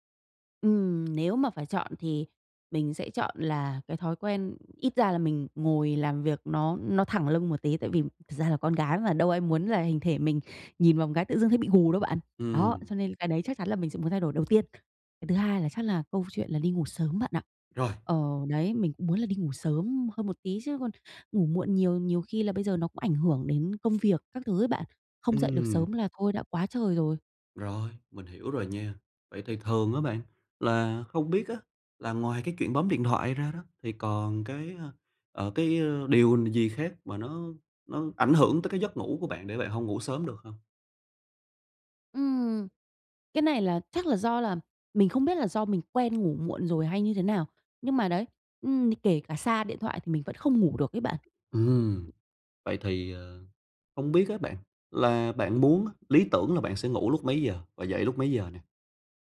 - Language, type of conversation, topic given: Vietnamese, advice, Làm thế nào để thay thế thói quen xấu bằng một thói quen mới?
- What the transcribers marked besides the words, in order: tapping